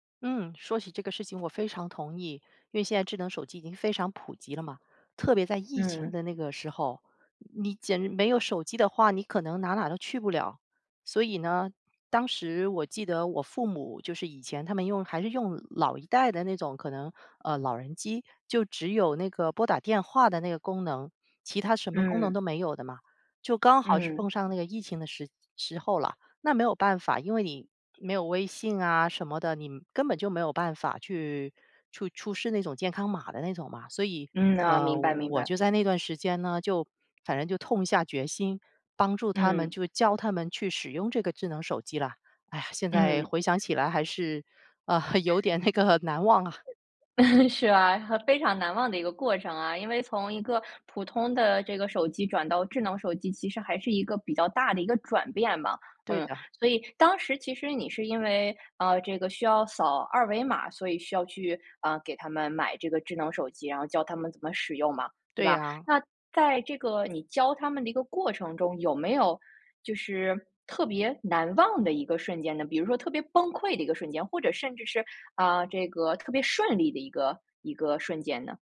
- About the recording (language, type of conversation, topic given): Chinese, podcast, 你会怎么教父母用智能手机，避免麻烦？
- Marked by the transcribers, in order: laughing while speaking: "呃，有点那个难忘啊"; other noise; other background noise; chuckle